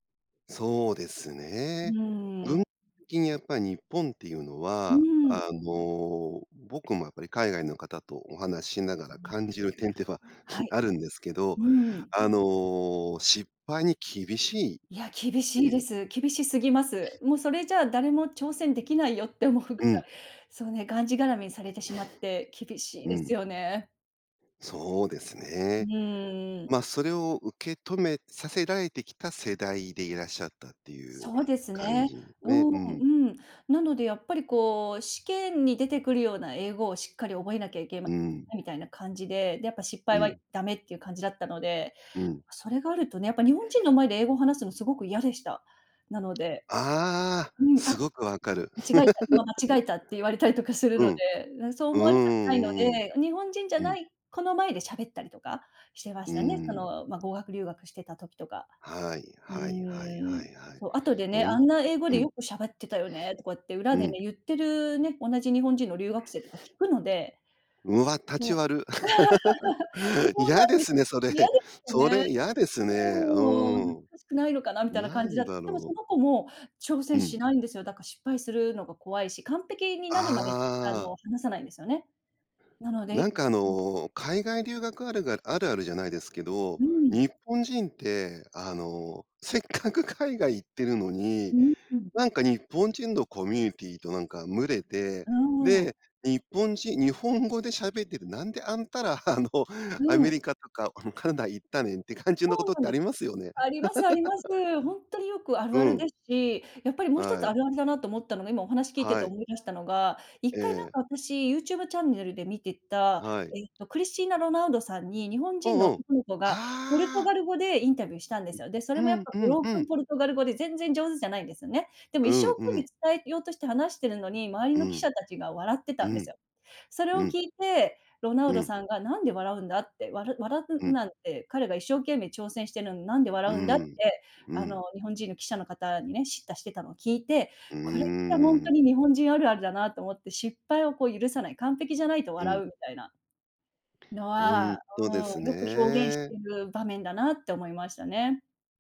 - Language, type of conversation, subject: Japanese, podcast, 失敗を許す環境づくりはどうすればいいですか？
- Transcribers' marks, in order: other background noise; chuckle; chuckle; laugh; laugh; laugh